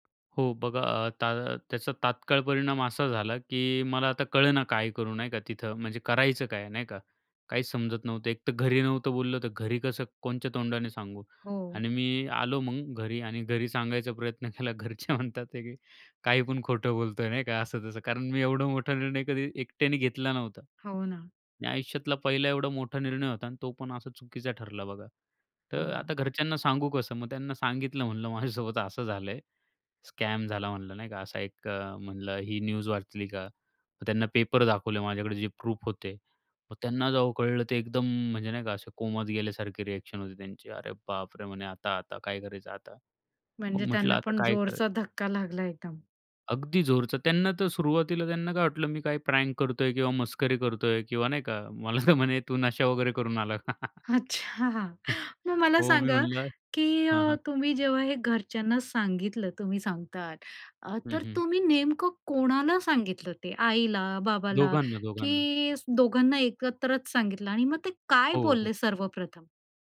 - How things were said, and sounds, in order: tapping; laughing while speaking: "घरचे म्हणतात की"; other background noise; laughing while speaking: "माझ्यासोबत असं झालंय"; in English: "स्कॅम"; in English: "न्यूज"; in English: "प्रूफ"; in English: "रिएक्शन"; in English: "प्रँक"; laughing while speaking: "मला तर म्हणे, तू नशा वगैरे करून आला का?"; laughing while speaking: "अच्छा"; chuckle
- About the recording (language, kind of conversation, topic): Marathi, podcast, आयुष्यातील चुकीच्या निर्णयातून तुम्ही काय शिकलात?